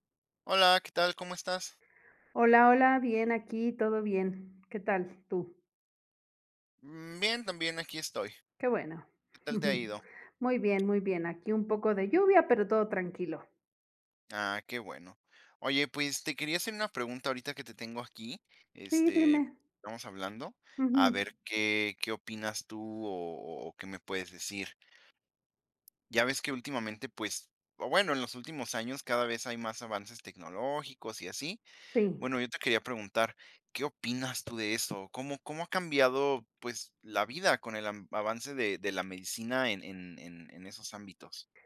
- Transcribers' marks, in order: tapping
- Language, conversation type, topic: Spanish, unstructured, ¿Cómo ha cambiado la vida con el avance de la medicina?